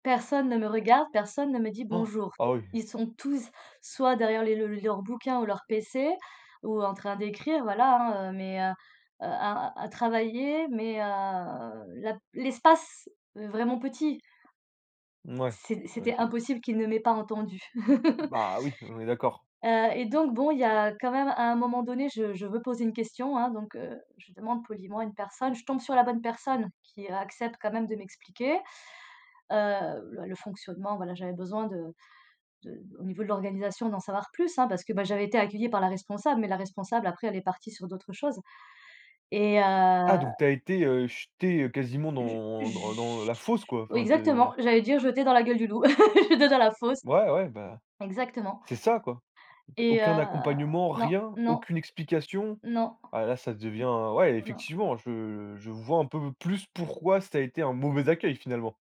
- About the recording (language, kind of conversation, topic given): French, podcast, Comment intégrer de nouveaux arrivants au sein d’un groupe ?
- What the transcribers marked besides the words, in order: gasp; drawn out: "heu"; laugh; drawn out: "je"; laugh; other noise; stressed: "mauvais"